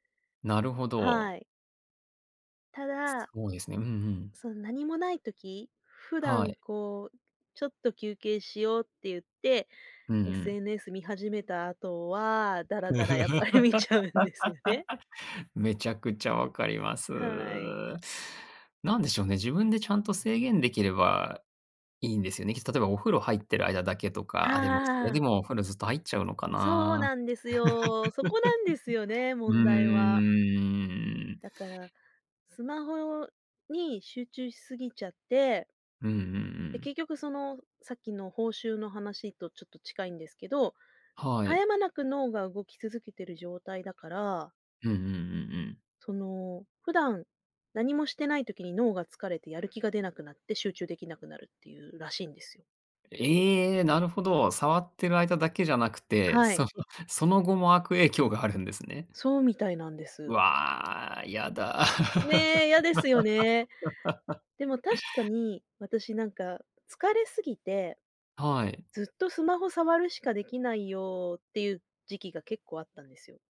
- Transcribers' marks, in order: laughing while speaking: "ダラダラやっぱり見ちゃうんですよね"; laugh; laugh; laugh
- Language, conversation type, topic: Japanese, podcast, スマホは集中力にどのような影響を与えますか？